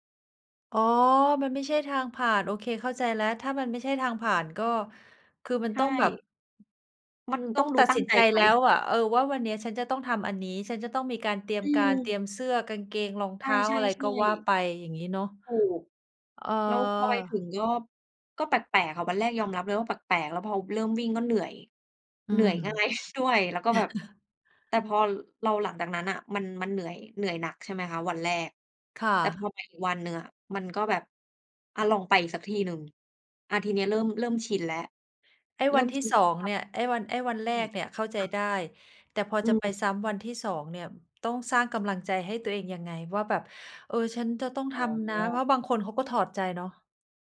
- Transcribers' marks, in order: other background noise; laughing while speaking: "ง่ายด้วย"; laugh
- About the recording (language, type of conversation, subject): Thai, unstructured, คุณเริ่มต้นฝึกทักษะใหม่ ๆ อย่างไรเมื่อไม่มีประสบการณ์?